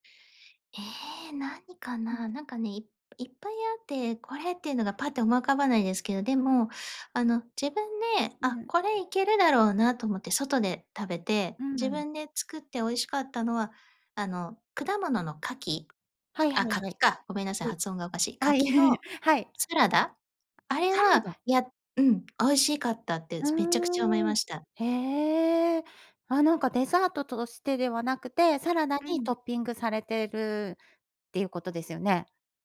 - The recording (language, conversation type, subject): Japanese, podcast, 料理で一番幸せを感じる瞬間は？
- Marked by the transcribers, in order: tapping; chuckle